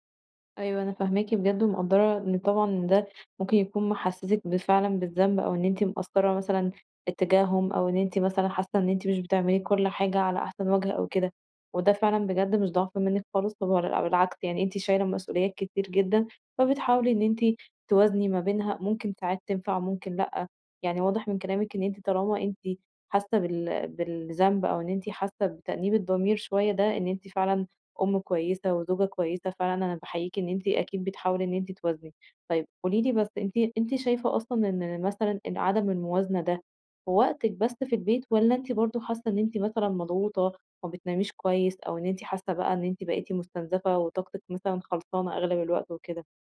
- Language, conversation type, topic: Arabic, advice, إزاي بتتعامل مع الإرهاق وعدم التوازن بين الشغل وحياتك وإنت صاحب بيزنس؟
- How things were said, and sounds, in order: unintelligible speech